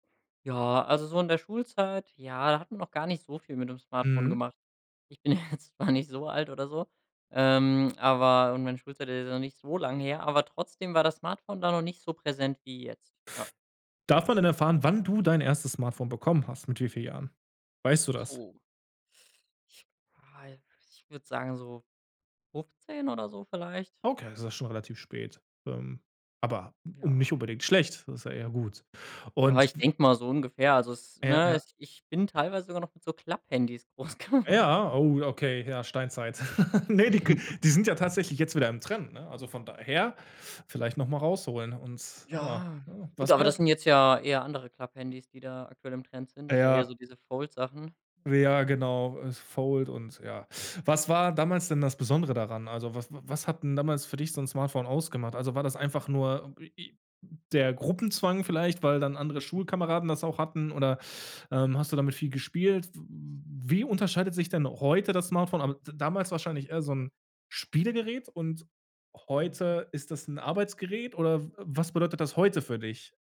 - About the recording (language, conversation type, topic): German, podcast, Wie hat das Smartphone deinen Alltag verändert?
- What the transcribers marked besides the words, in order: laughing while speaking: "ja jetzt noch nicht so alt"; other background noise; laughing while speaking: "groß geword"; laugh; chuckle; stressed: "heute"